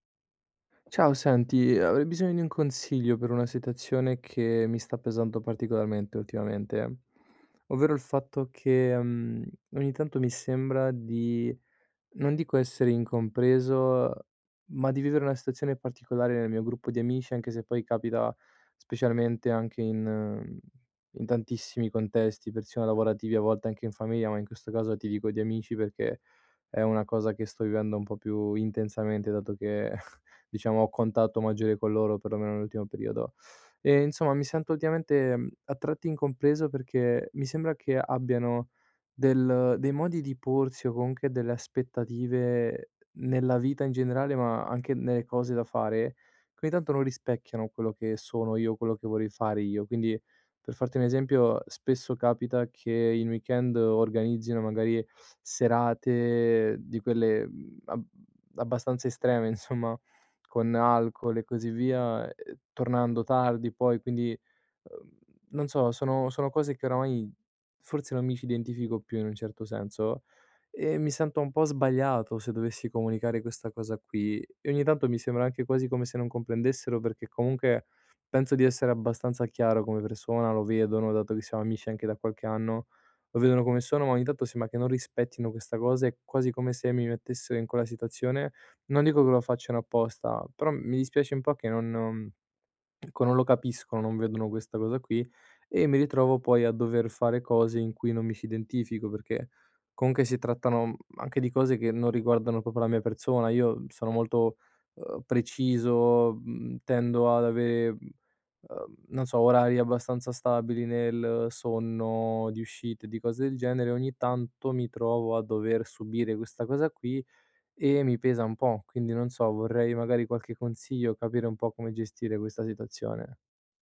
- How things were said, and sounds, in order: chuckle; "comunque" said as "comunche"; laughing while speaking: "insomma"; tapping; "comunque" said as "comunche"; "proprio" said as "popo"; other background noise
- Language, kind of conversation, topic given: Italian, advice, Come posso restare fedele ai miei valori senza farmi condizionare dalle aspettative del gruppo?